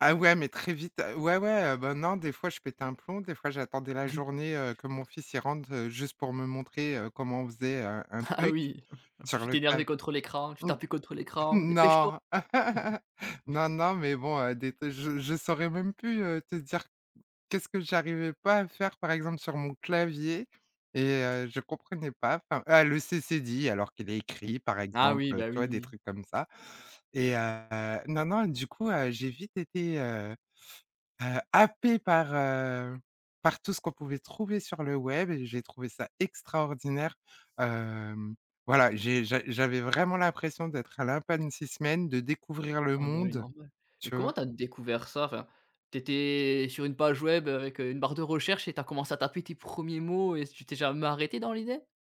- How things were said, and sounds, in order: chuckle; laughing while speaking: "Ah oui"; chuckle; tapping; other background noise; stressed: "extraordinaire"
- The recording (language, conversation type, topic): French, podcast, Comment la technologie a-t-elle changé ta façon de faire des découvertes ?